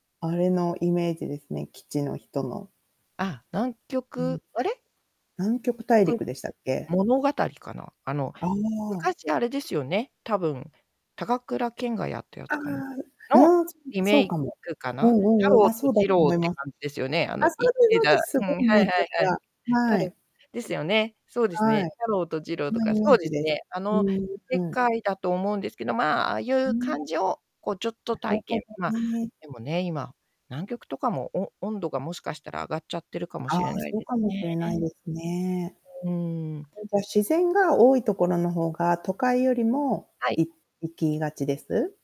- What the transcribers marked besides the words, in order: distorted speech; joyful: "あ、そうです そうです！"
- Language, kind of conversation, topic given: Japanese, unstructured, 将来、どんな旅をしてみたいですか？